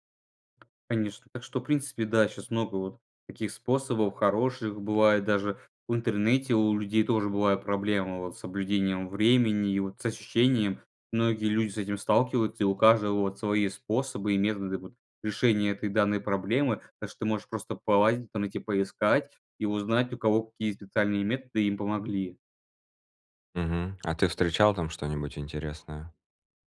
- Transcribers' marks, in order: tapping
- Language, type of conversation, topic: Russian, advice, Как перестать срывать сроки из-за плохого планирования?